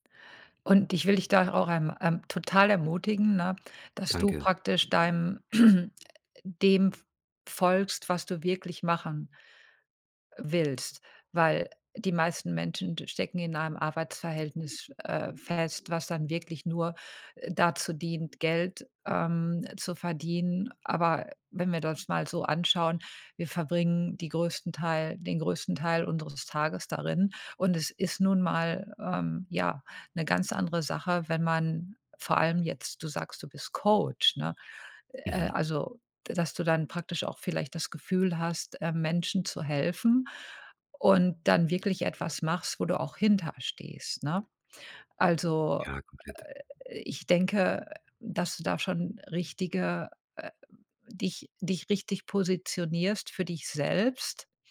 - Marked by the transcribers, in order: throat clearing; other background noise
- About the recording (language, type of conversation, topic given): German, advice, Wie geht ihr mit Zukunftsängsten und ständigem Grübeln um?